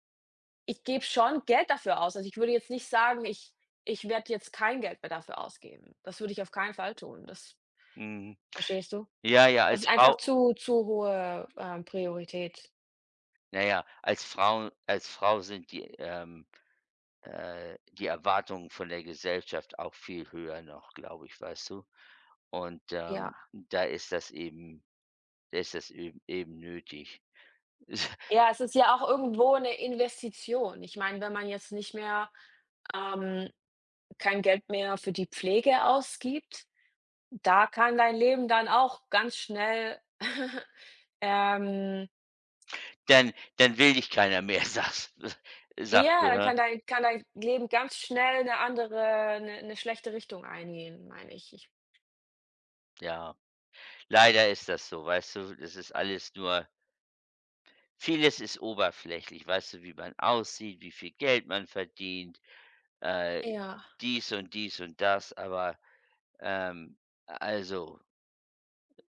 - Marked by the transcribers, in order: other noise; chuckle; laughing while speaking: "sags s sagste"; other background noise
- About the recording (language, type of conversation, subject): German, unstructured, Wie entscheidest du, wofür du dein Geld ausgibst?